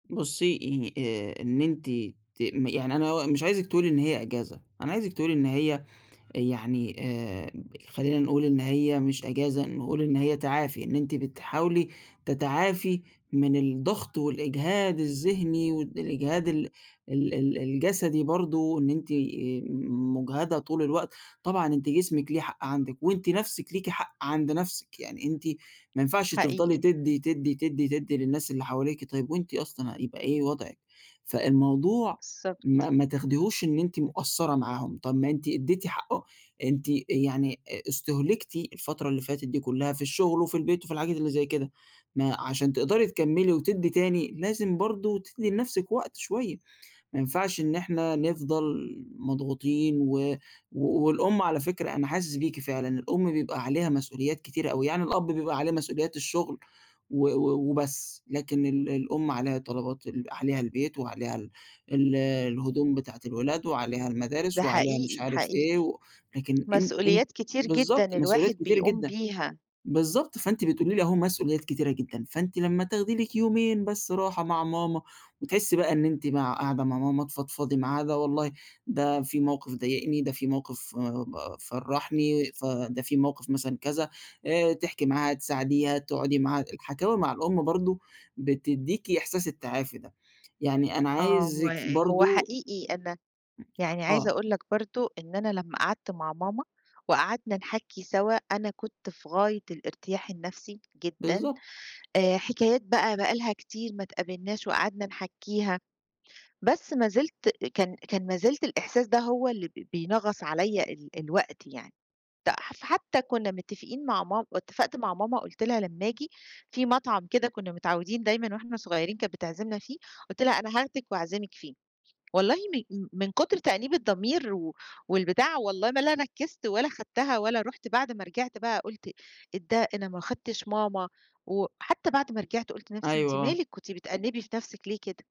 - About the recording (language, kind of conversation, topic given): Arabic, advice, إزاي أتعامل مع إحساس الذنب لما آخد إجازة عشان أتعافى؟
- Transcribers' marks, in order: tapping; other noise